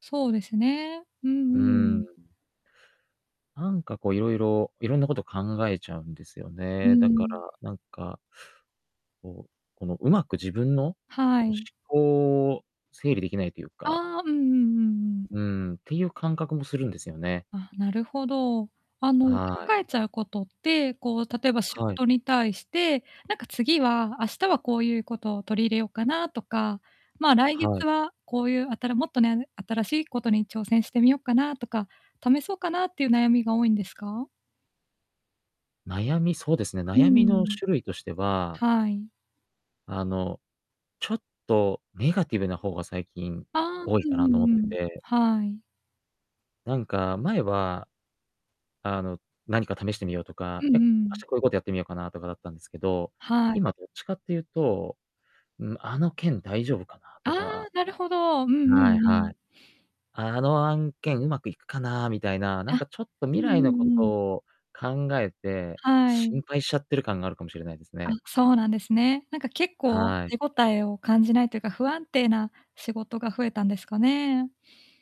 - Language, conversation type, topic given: Japanese, advice, 眠る前に気持ちが落ち着かないとき、どうすればリラックスできますか？
- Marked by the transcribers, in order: distorted speech